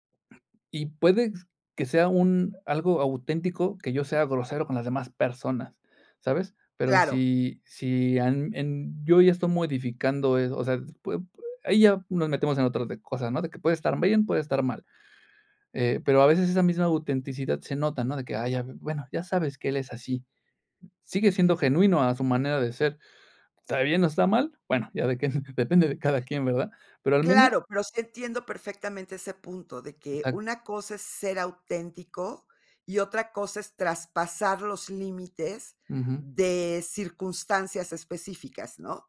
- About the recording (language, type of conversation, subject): Spanish, podcast, ¿Qué significa para ti ser auténtico al crear?
- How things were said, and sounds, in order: laughing while speaking: "que depende de cada quien"